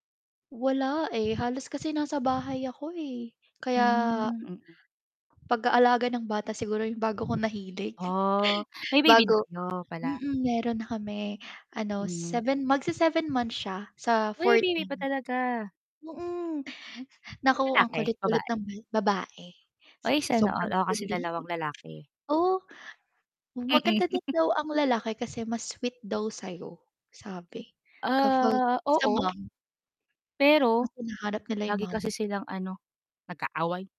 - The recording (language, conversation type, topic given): Filipino, unstructured, Ano ang hilig mong gawin kapag may libreng oras ka?
- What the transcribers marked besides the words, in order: wind; static; tapping; other background noise; chuckle; mechanical hum; chuckle